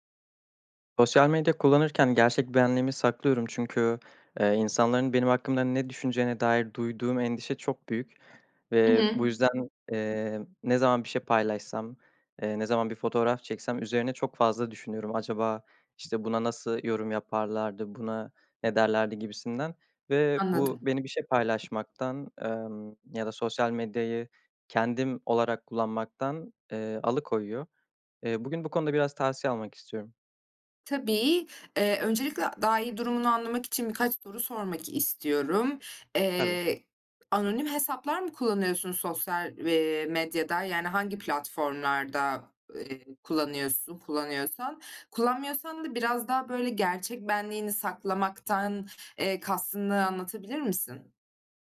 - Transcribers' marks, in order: none
- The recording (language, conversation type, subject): Turkish, advice, Sosyal medyada gerçek benliğinizi neden saklıyorsunuz?